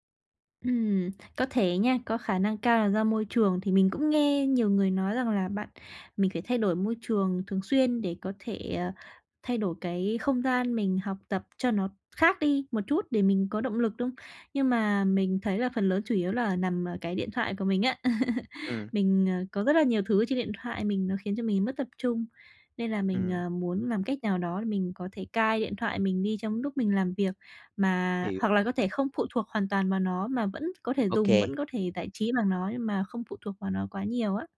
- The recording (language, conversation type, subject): Vietnamese, advice, Làm thế nào để duy trì sự tập trung lâu hơn khi học hoặc làm việc?
- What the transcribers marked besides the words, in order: tapping; chuckle